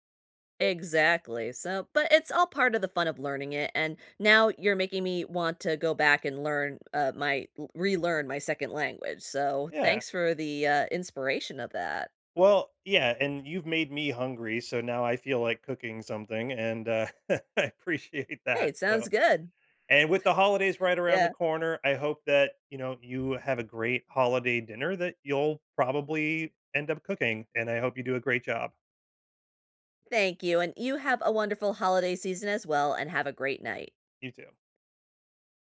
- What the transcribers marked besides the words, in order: chuckle; laughing while speaking: "I appreciate that"
- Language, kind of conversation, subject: English, unstructured, What skill should I learn sooner to make life easier?